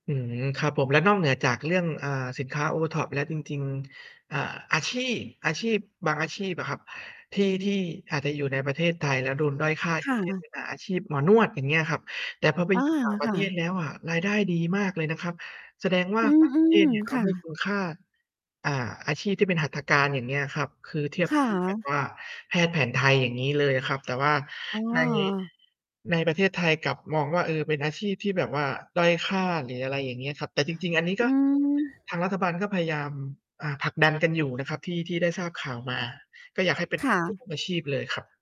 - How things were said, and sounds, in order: distorted speech; unintelligible speech
- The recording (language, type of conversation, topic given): Thai, unstructured, การเมืองมีผลต่อชีวิตประจำวันของคุณอย่างไร?